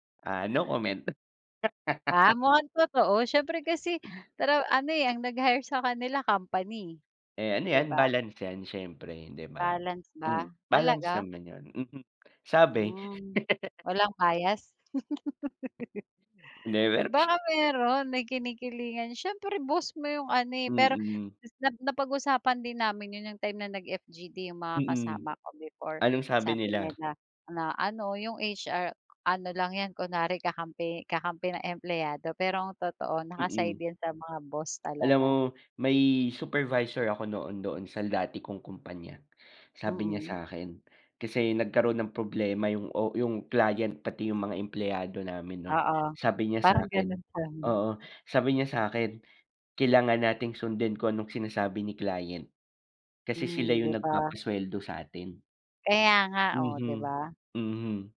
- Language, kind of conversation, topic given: Filipino, unstructured, Ano ang karaniwang problemang nararanasan mo sa trabaho na pinaka-nakakainis?
- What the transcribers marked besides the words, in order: laugh; laugh; tapping; laugh